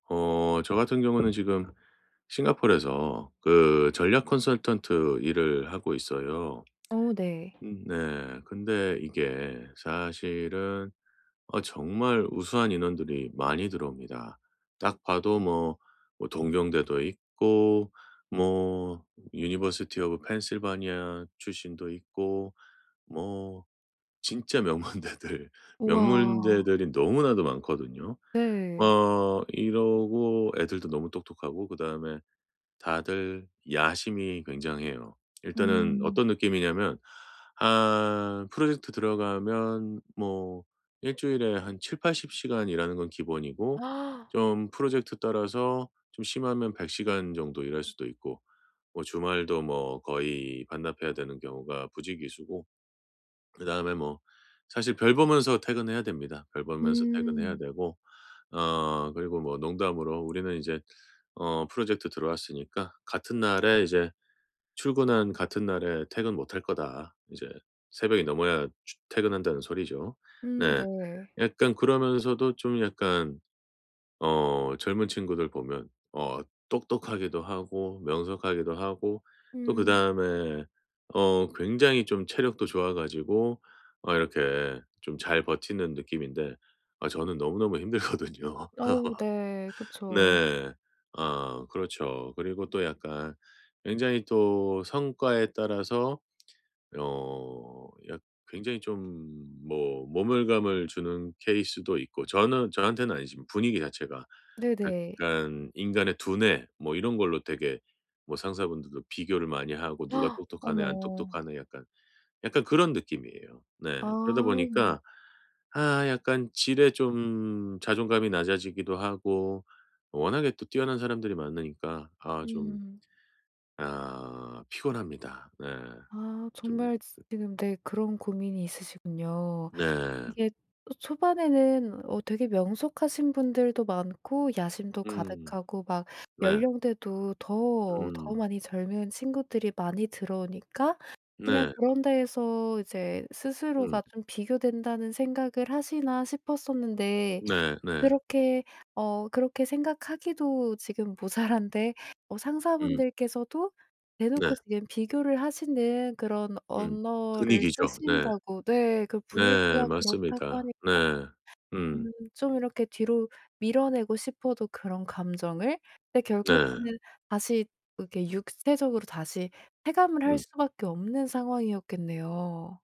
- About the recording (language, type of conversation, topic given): Korean, advice, 남들과 비교해서 자존감이 낮아질 때 어떻게 해야 하나요?
- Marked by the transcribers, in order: tapping; in English: "university of Pennsylvani"; laughing while speaking: "명문대들"; other background noise; gasp; laughing while speaking: "힘들거든요"; laugh; gasp; laughing while speaking: "모자란데"